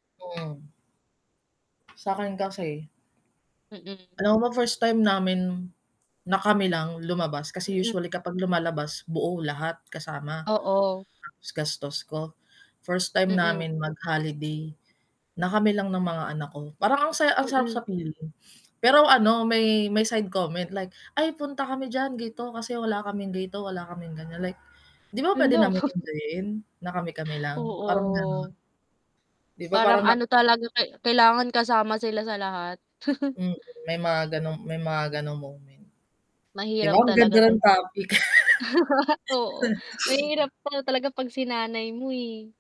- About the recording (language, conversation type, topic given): Filipino, unstructured, Paano ka magpapasya sa pagitan ng pagtulong sa pamilya at pagtupad sa sarili mong pangarap?
- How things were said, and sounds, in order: tapping; distorted speech; other animal sound; chuckle; other background noise; static; chuckle; chuckle; chuckle; sniff